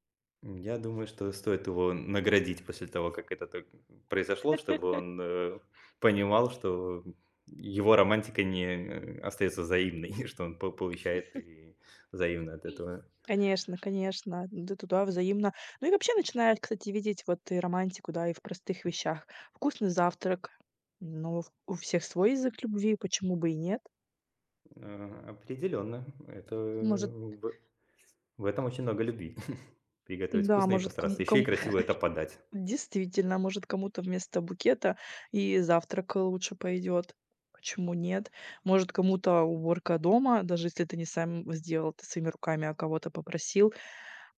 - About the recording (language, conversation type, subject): Russian, podcast, Как сохранить романтику в длительном браке?
- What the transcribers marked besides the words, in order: other background noise; laugh; laughing while speaking: "и"; chuckle; tapping; chuckle; laugh